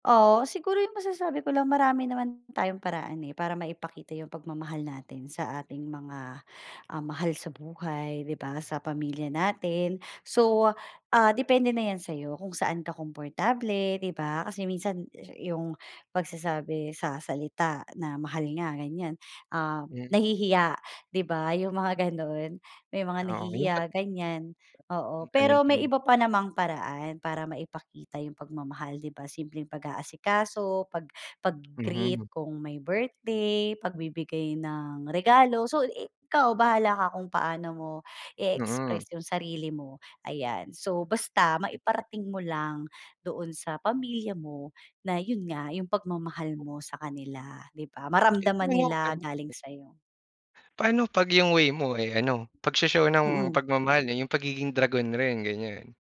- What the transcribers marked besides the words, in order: unintelligible speech; other noise
- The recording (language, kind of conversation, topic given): Filipino, podcast, Paano ninyo ipinapakita ang pagmamahal sa inyong pamilya?